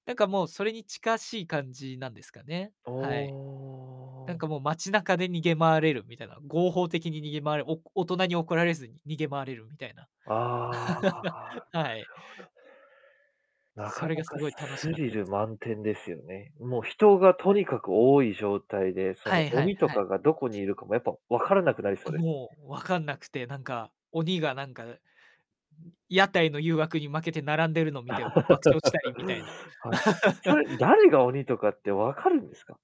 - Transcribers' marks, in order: tapping; drawn out: "おお"; static; laugh; distorted speech; other background noise; other noise; laugh; laugh
- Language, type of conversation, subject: Japanese, podcast, 地元のお祭りで一番印象に残っている思い出を教えていただけますか？